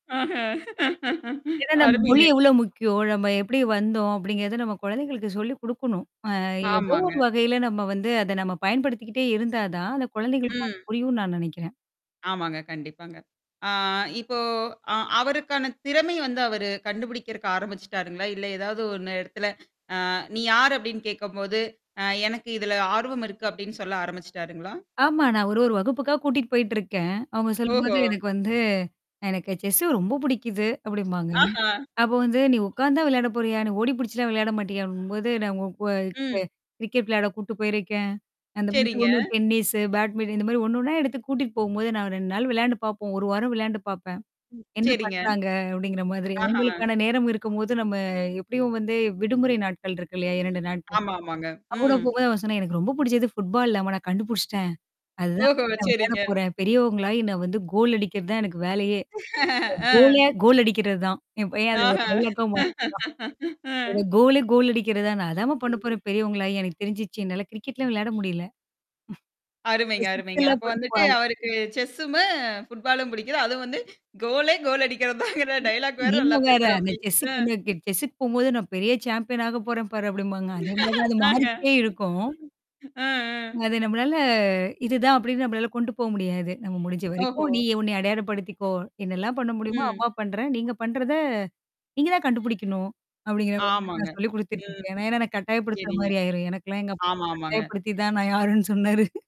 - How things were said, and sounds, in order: laughing while speaking: "ஆஹ அருமைங்க"; mechanical hum; distorted speech; other background noise; chuckle; in English: "கோலே கோல்"; laugh; in English: "டைலாக்கா"; in English: "கோலே கோல்"; static; other noise; in English: "கோலே"; in English: "டயலாக்"; tapping; laughing while speaking: "ஆஹா. ஆ, ஆ"; laughing while speaking: "கட்டாயபயப்படுத்தி தான் நான் யாருன்னு சொன்னாரு"
- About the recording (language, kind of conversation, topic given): Tamil, podcast, குழந்தைகளுக்கு சுய அடையாள உணர்வை வளர்க்க நீங்கள் என்ன செய்கிறீர்கள்?